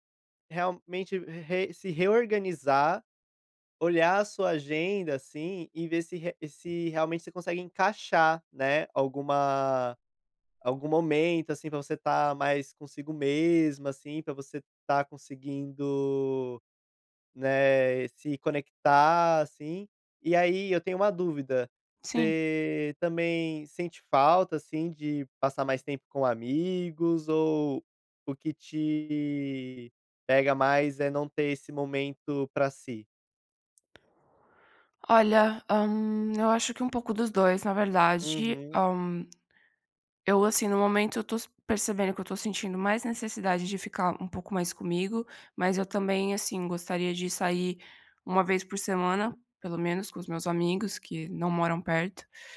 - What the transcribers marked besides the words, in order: other background noise; tapping; drawn out: "te"
- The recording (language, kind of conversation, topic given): Portuguese, advice, Como posso manter uma vida social ativa sem sacrificar o meu tempo pessoal?